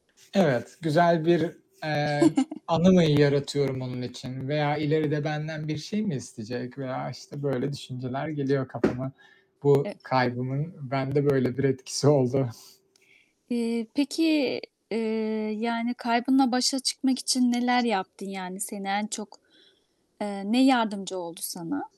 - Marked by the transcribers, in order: static; other background noise; chuckle; tapping; chuckle
- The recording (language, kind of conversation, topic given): Turkish, unstructured, Sevdiğin birini kaybetmek hayatını nasıl değiştirdi?